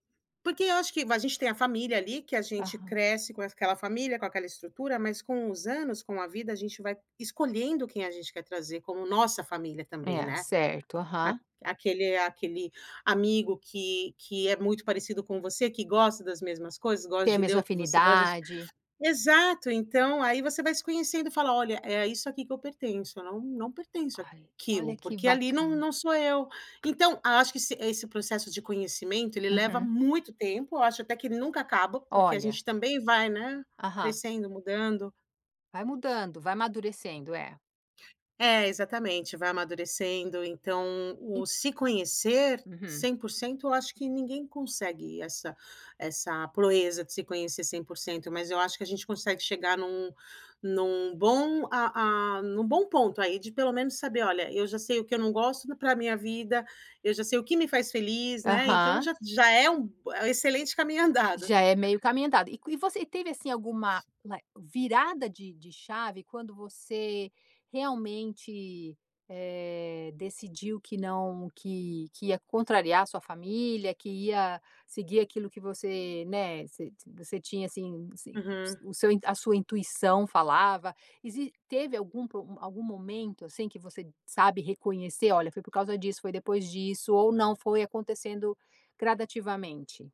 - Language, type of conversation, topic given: Portuguese, podcast, Como você começou a se conhecer de verdade?
- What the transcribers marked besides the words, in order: in English: "like"